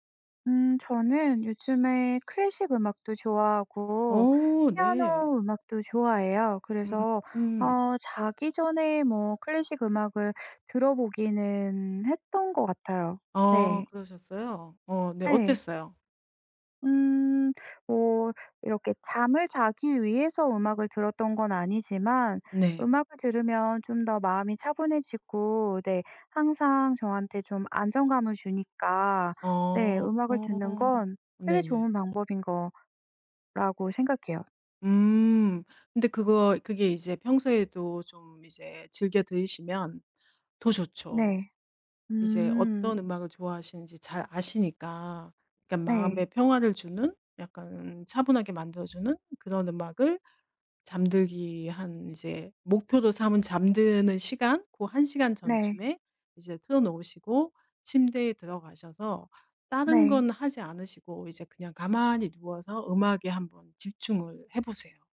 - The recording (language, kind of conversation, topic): Korean, advice, 아침에 일어나기 힘들어 중요한 일정을 자주 놓치는데 어떻게 하면 좋을까요?
- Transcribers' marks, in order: other background noise